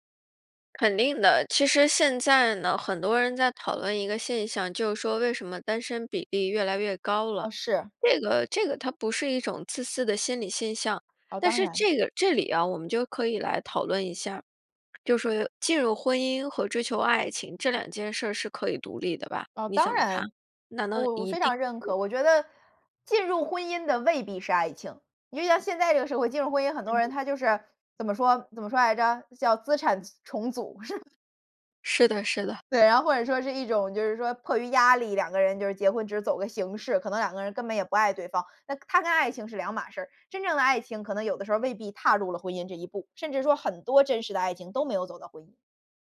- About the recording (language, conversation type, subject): Chinese, podcast, 你觉得如何区分家庭支持和过度干预？
- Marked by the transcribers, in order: other noise; "重" said as "从"; laugh